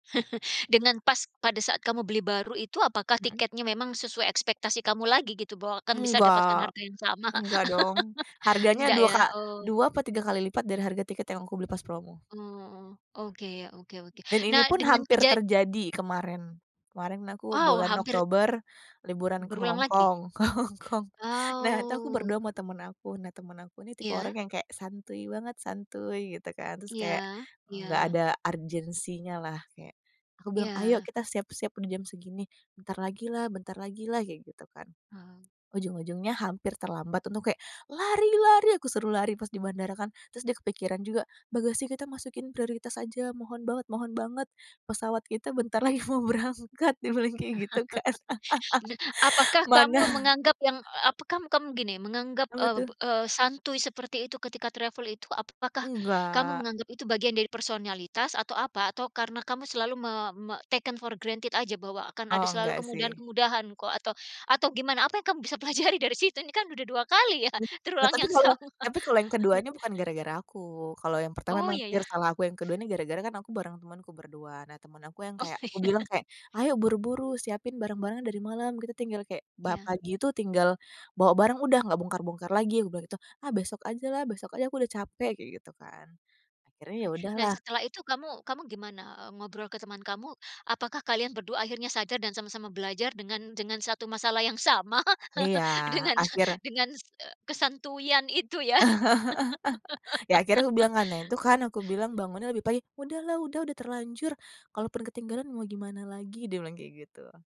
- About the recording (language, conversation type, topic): Indonesian, podcast, Bisakah kamu menceritakan pengalaman perjalanan yang akhirnya berakhir berbeda dari yang kamu harapkan?
- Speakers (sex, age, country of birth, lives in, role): female, 30-34, Indonesia, Indonesia, guest; female, 45-49, Indonesia, United States, host
- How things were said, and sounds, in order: chuckle; chuckle; tapping; laughing while speaking: "ke Hong Kong"; drawn out: "Wow"; other background noise; chuckle; laughing while speaking: "mau berangkat"; chuckle; laughing while speaking: "Mana"; in English: "travel"; in English: "taken for granted"; laughing while speaking: "pelajari dari situ"; laughing while speaking: "terulang yang sama?"; chuckle; in English: "pure"; laughing while speaking: "Oh iya"; chuckle; laughing while speaking: "Dengan"; chuckle; laugh